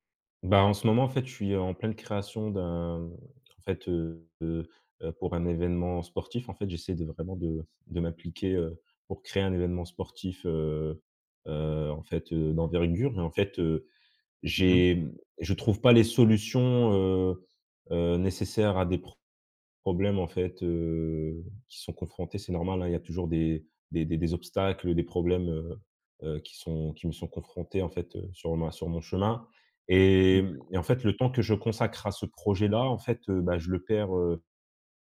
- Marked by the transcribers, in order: stressed: "pas"
- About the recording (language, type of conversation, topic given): French, advice, Pourquoi est-ce que je me sens coupable de prendre du temps pour créer ?